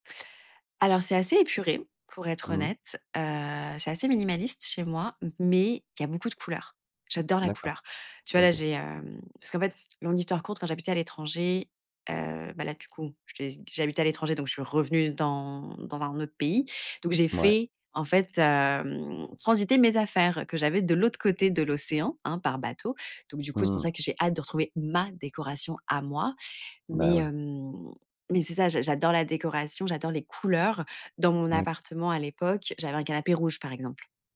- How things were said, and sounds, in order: stressed: "ma"
- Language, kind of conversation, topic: French, podcast, Qu’est-ce qui fait qu’un endroit devient un chez-soi ?